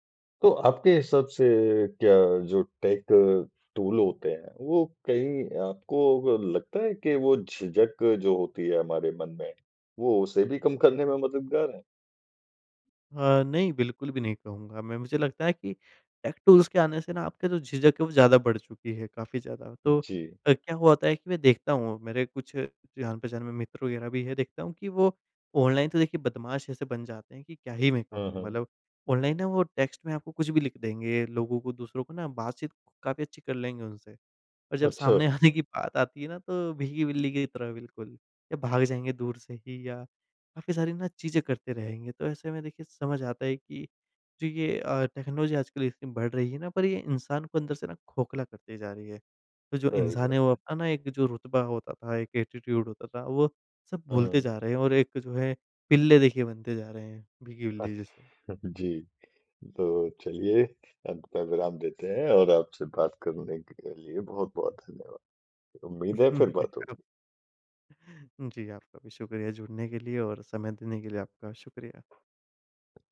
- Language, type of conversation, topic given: Hindi, podcast, दूर रहने वालों से जुड़ने में तकनीक तुम्हारी कैसे मदद करती है?
- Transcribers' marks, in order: in English: "टेक टूल"; in English: "टेक टूल्स"; in English: "टेक्स्ट"; laughing while speaking: "आने"; in English: "टेक्नोजी"; "टेक्नोलॉजी" said as "टेक्नोजी"; in English: "एटीट्यूड"; other background noise; chuckle; chuckle; unintelligible speech